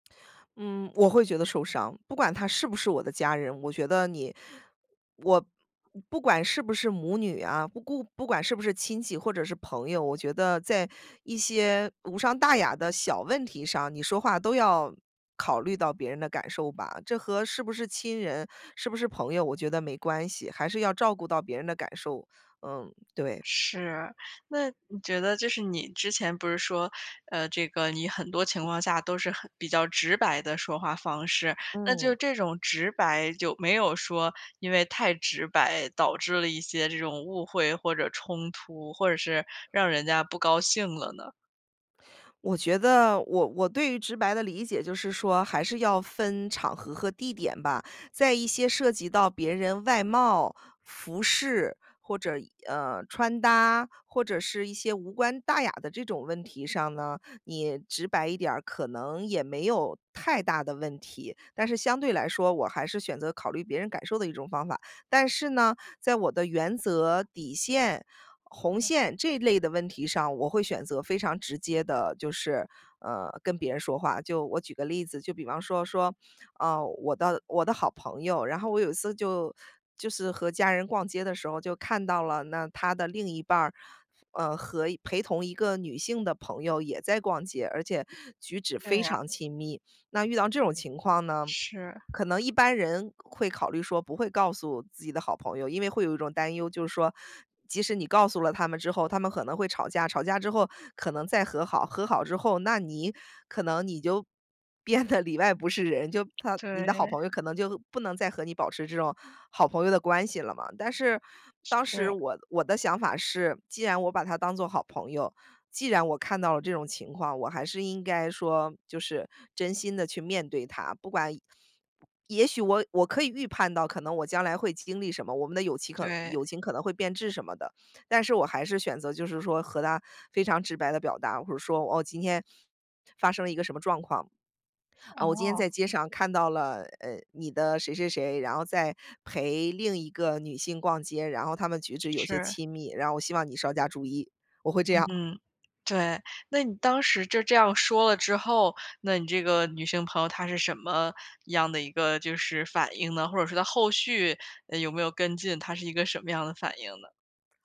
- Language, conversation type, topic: Chinese, podcast, 你怎么看待委婉和直白的说话方式？
- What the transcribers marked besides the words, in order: other background noise; laughing while speaking: "变得"